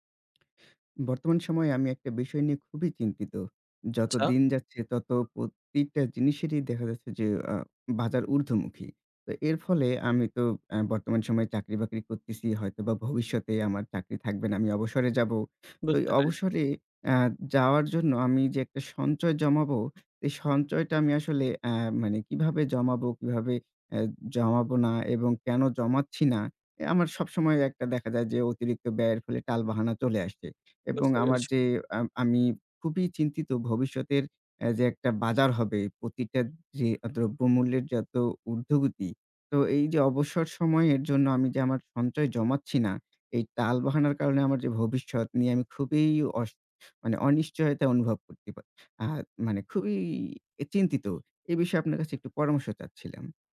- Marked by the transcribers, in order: tapping; other background noise; horn
- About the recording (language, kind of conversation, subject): Bengali, advice, অবসরকালীন সঞ্চয় নিয়ে আপনি কেন টালবাহানা করছেন এবং অনিশ্চয়তা বোধ করছেন?